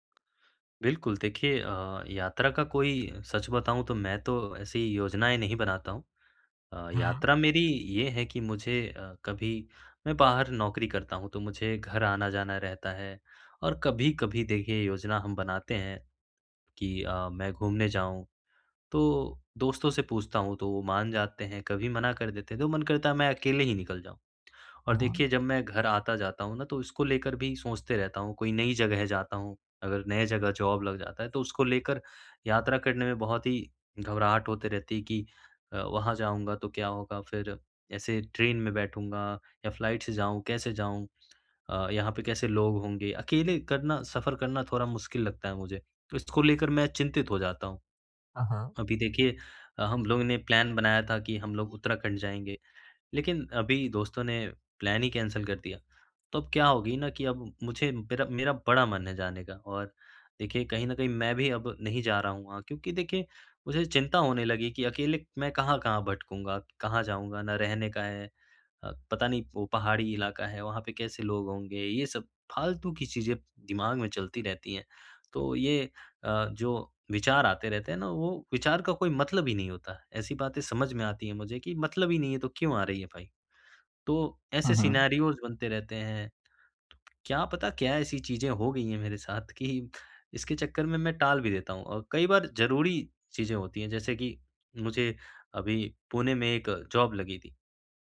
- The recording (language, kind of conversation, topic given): Hindi, advice, यात्रा से पहले तनाव कैसे कम करें और मानसिक रूप से कैसे तैयार रहें?
- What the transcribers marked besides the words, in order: tongue click; in English: "जॉब"; in English: "ट्रेन"; in English: "फ़्लाइट"; in English: "प्लान"; other background noise; in English: "प्लान"; in English: "कैंसल"; in English: "सिनेरियोज़"; tapping; in English: "जॉब"